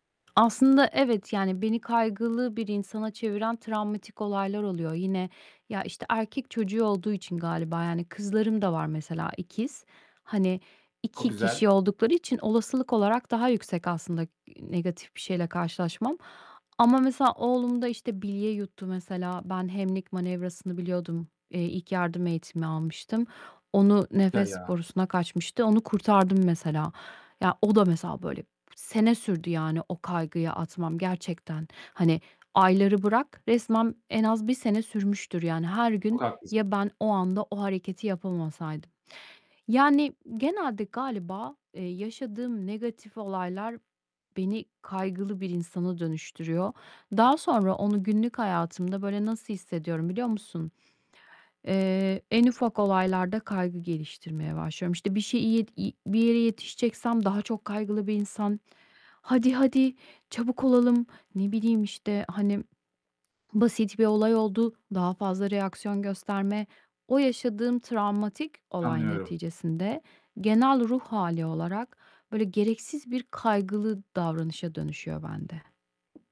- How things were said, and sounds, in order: static; other background noise; distorted speech
- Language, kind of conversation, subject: Turkish, advice, Kaygıyla günlük hayatta nasıl daha iyi başa çıkabilirim?